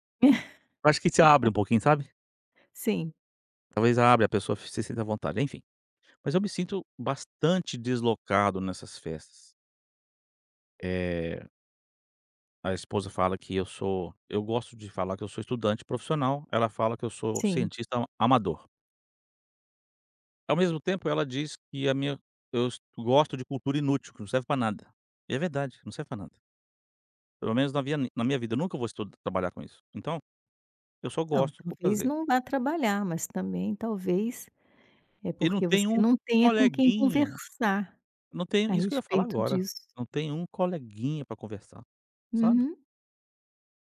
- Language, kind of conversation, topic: Portuguese, advice, Por que eu me sinto desconectado e distraído em momentos sociais?
- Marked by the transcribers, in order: laugh